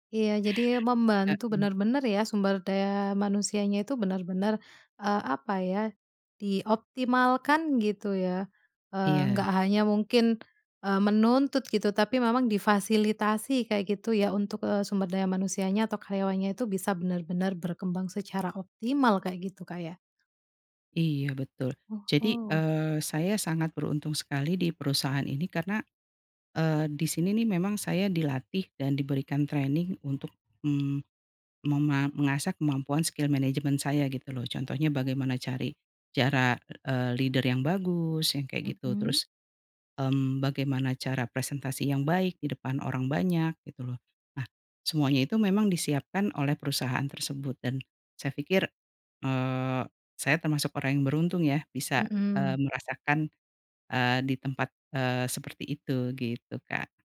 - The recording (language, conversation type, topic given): Indonesian, podcast, Apakah kamu pernah mendapat kesempatan karena berada di tempat yang tepat pada waktu yang tepat?
- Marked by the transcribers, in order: in English: "training"; in English: "skill management"; in English: "leader"